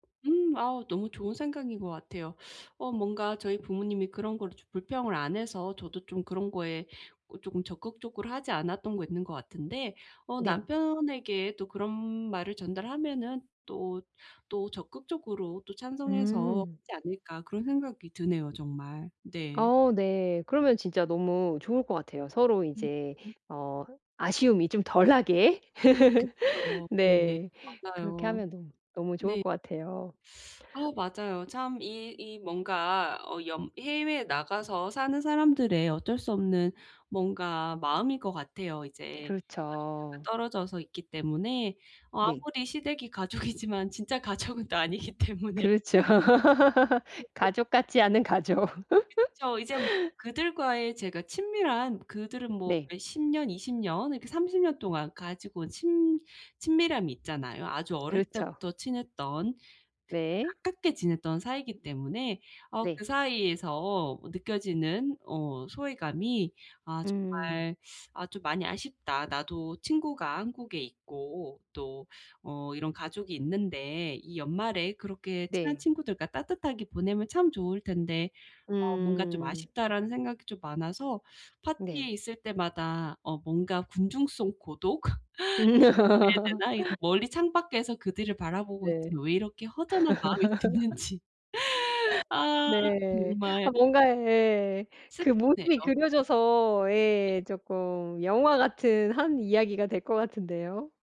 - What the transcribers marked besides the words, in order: laughing while speaking: "덜 나게"; laugh; other background noise; laughing while speaking: "가족이지만"; laughing while speaking: "가족은 또 아니기 때문에"; laughing while speaking: "그렇죠. 가족 같지 않은 가족"; unintelligible speech; laugh; laughing while speaking: "고독이라고"; laugh; laugh; laughing while speaking: "드는지"; laugh
- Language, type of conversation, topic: Korean, advice, 특별한 날에 왜 혼자라고 느끼고 소외감이 드나요?